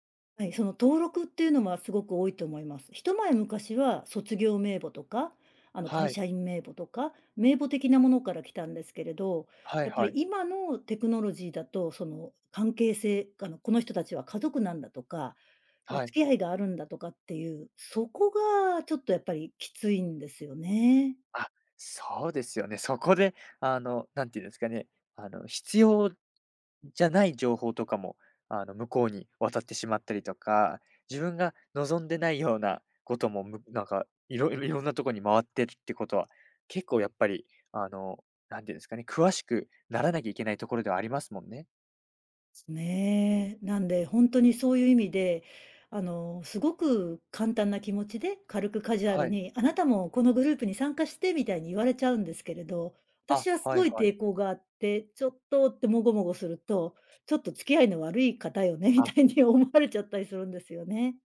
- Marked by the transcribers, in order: none
- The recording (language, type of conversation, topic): Japanese, podcast, プライバシーと利便性は、どのように折り合いをつければよいですか？